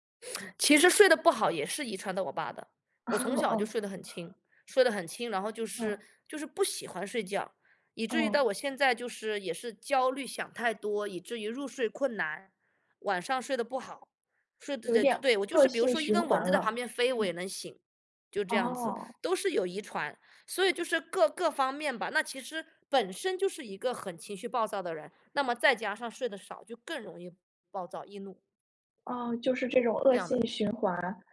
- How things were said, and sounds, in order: chuckle; other background noise
- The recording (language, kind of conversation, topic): Chinese, advice, 长期睡眠不足会如何影响你的情绪和人际关系？